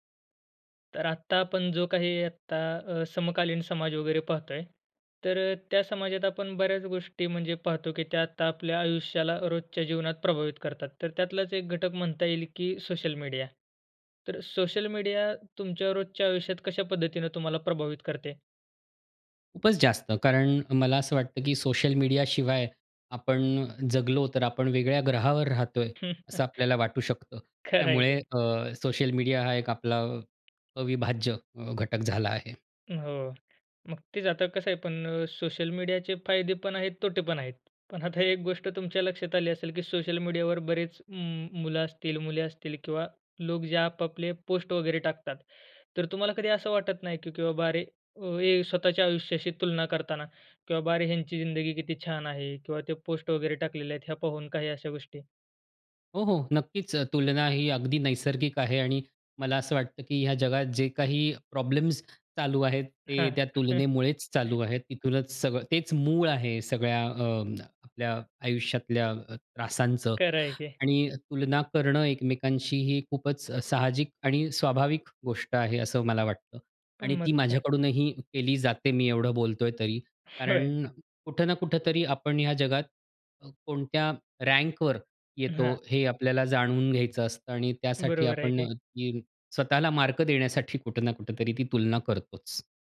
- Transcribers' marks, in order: other background noise; chuckle; laughing while speaking: "खरं आहे की"; laughing while speaking: "होय"; unintelligible speech; unintelligible speech
- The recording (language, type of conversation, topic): Marathi, podcast, सोशल मीडियावरील तुलना आपल्या मनावर कसा परिणाम करते, असं तुम्हाला वाटतं का?